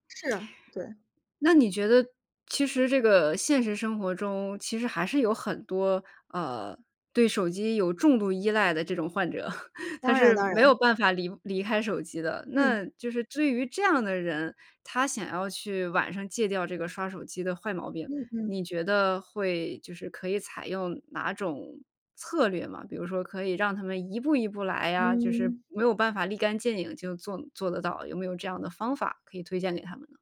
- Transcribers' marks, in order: chuckle
- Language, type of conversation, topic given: Chinese, podcast, 晚上睡前，你怎么避免刷手机影响睡眠？